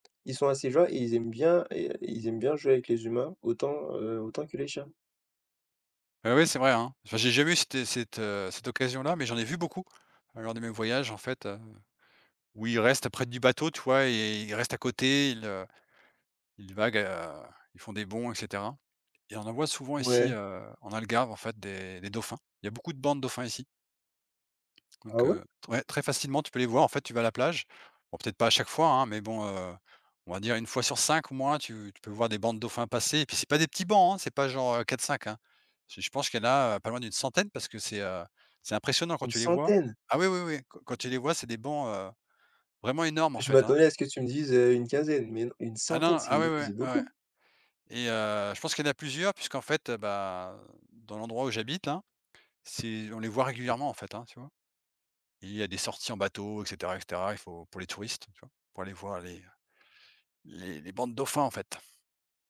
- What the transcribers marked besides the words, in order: tapping; unintelligible speech
- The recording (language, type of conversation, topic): French, unstructured, Avez-vous déjà vu un animal faire quelque chose d’incroyable ?